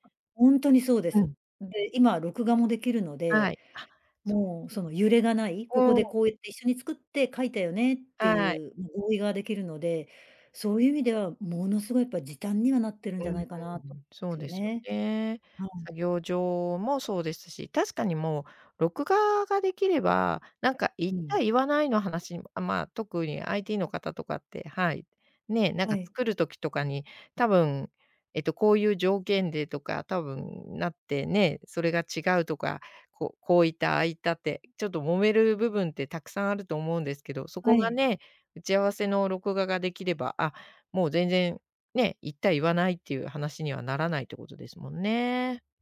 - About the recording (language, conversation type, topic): Japanese, podcast, リモートワークで一番困ったことは何でしたか？
- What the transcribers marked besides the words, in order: other background noise